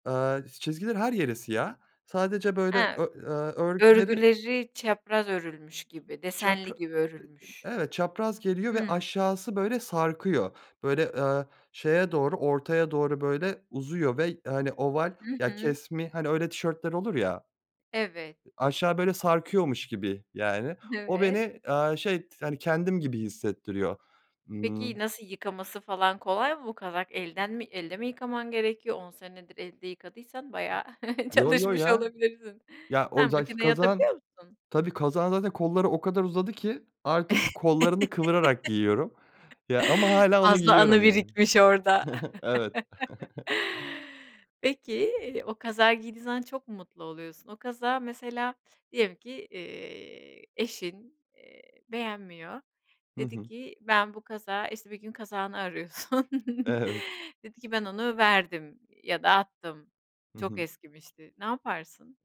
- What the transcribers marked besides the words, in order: other background noise; other noise; laughing while speaking: "bayağı çalışmış olabilirsin"; chuckle; chuckle; giggle; chuckle; chuckle
- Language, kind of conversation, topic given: Turkish, podcast, Hangi kıyafet seni daha neşeli hissettirir?